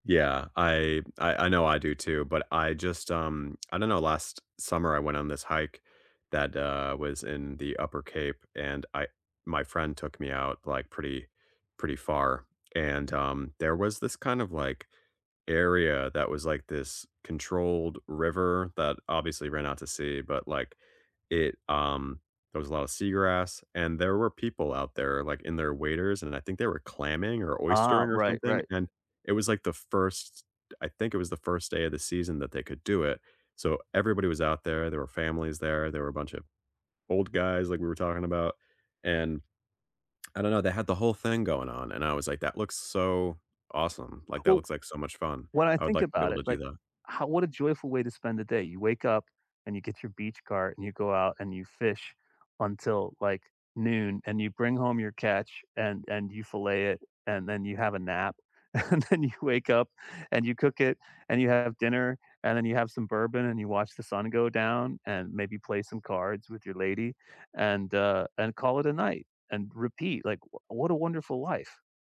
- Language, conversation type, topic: English, unstructured, What hidden neighborhood gems do you wish more travelers discovered?
- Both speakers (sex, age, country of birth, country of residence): male, 35-39, United States, United States; male, 55-59, United States, United States
- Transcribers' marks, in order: tsk; tsk; laughing while speaking: "and then you wake up"